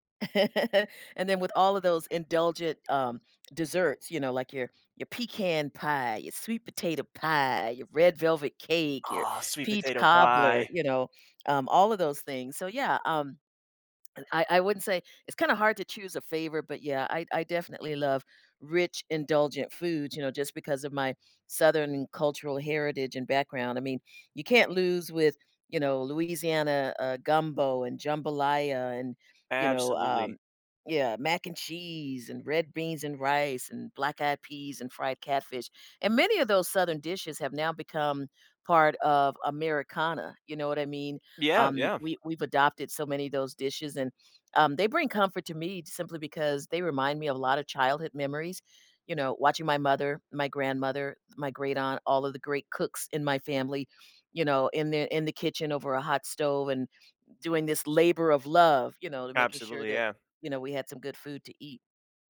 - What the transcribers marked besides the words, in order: chuckle; tapping; other background noise
- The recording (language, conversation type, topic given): English, unstructured, What is your favorite comfort food, and why?
- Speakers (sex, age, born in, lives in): female, 60-64, United States, United States; male, 20-24, United States, United States